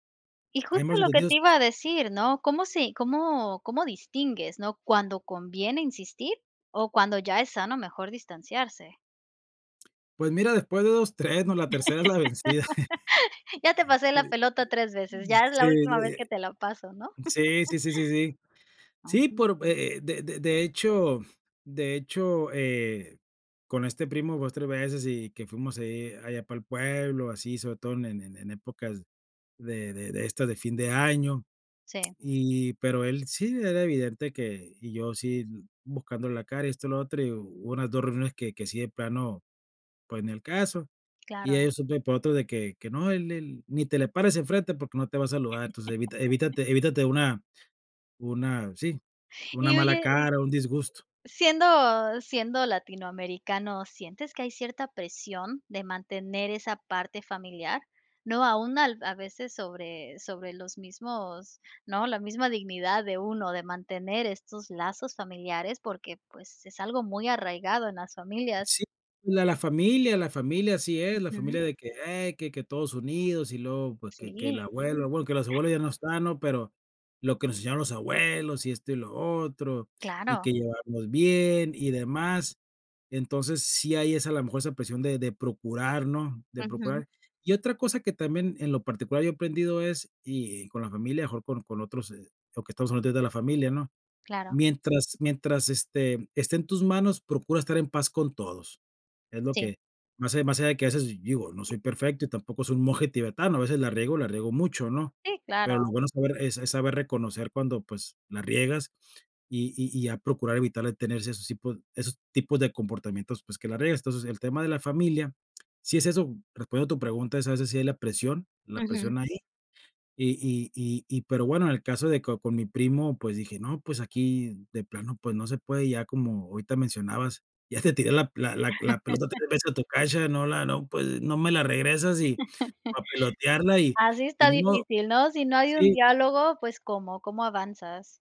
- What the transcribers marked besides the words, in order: other background noise; chuckle; chuckle; other noise; chuckle; chuckle; chuckle
- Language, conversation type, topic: Spanish, podcast, ¿Cómo puedes empezar a reparar una relación familiar dañada?